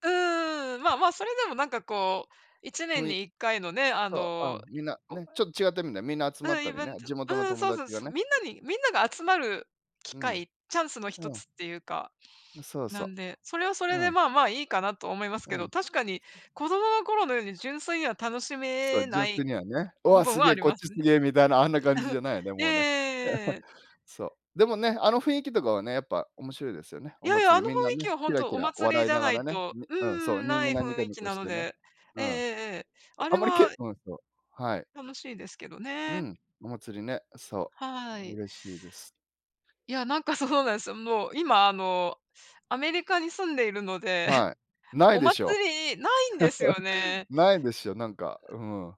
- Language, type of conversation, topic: Japanese, unstructured, 祭りに行った思い出はありますか？
- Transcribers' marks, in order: unintelligible speech; sniff; unintelligible speech; sneeze; chuckle; chuckle